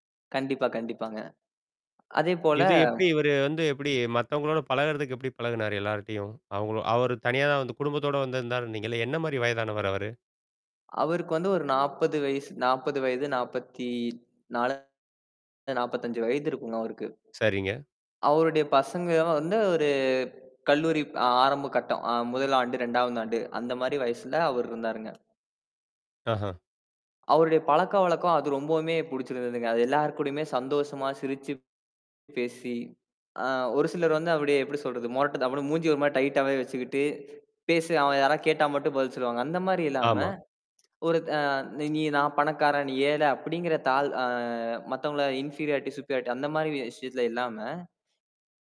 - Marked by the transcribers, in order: tapping; other background noise; mechanical hum; in English: "டைட்டாவே"; in English: "இன்ஃபிரியாரிட்டி, சுப்பீரியாரிட்டி"
- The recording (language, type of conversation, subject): Tamil, podcast, அந்த நாட்டைச் சேர்ந்த ஒருவரிடமிருந்து நீங்கள் என்ன கற்றுக்கொண்டீர்கள்?